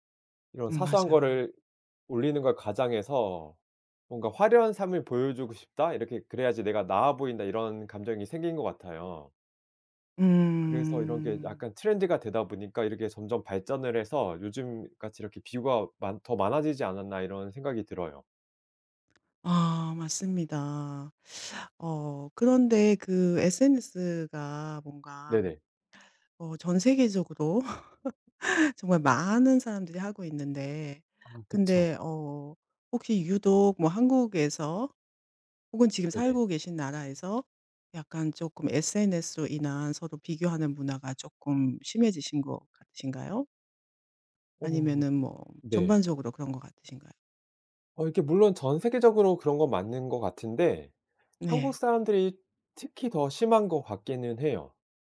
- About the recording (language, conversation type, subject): Korean, podcast, 다른 사람과의 비교를 멈추려면 어떻게 해야 할까요?
- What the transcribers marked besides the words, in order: in English: "트렌드가"; other background noise; laugh